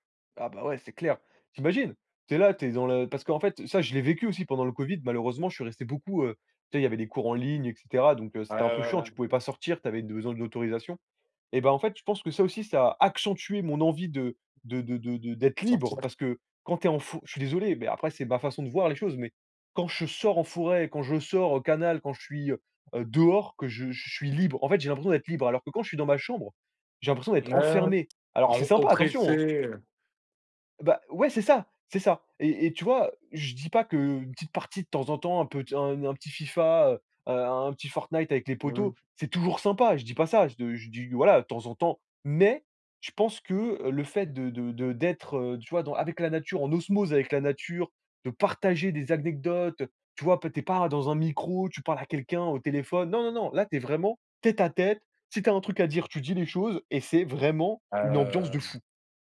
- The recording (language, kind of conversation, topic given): French, podcast, Comment la nature t’aide-t-elle à te ressourcer ?
- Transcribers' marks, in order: other noise; stressed: "accentué"; stressed: "Mais"; "anecdotes" said as "acnecdotes"